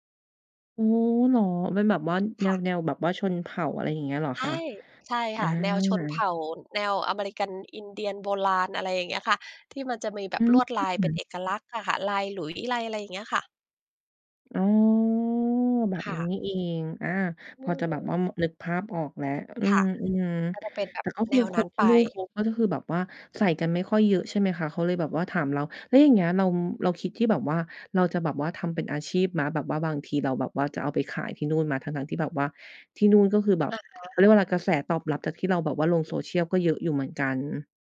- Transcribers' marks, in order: drawn out: "อ๋อ"; tapping; other background noise
- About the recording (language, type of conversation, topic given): Thai, podcast, สื่อสังคมออนไลน์มีผลต่อการแต่งตัวของคุณอย่างไร?